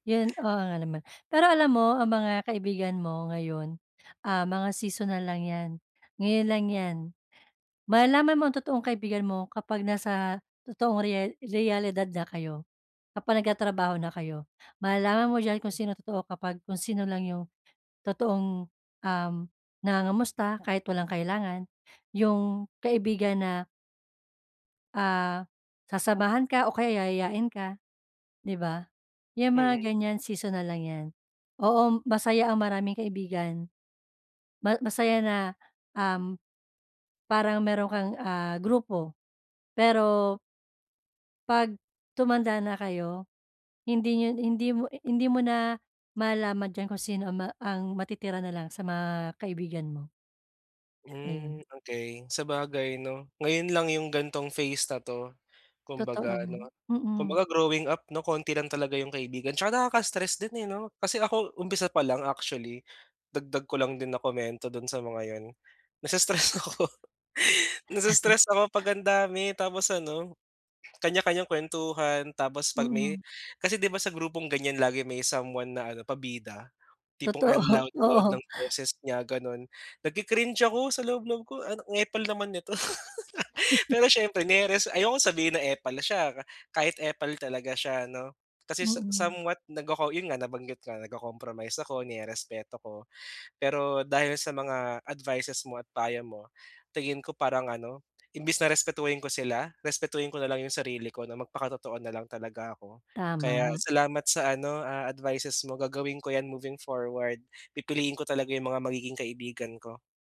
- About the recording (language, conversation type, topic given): Filipino, advice, Paano ako mananatiling totoo sa sarili habang nakikisama sa mga kaibigan?
- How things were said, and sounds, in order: laughing while speaking: "nai-stress ako"; chuckle; laughing while speaking: "Totoo, oo"; laugh; chuckle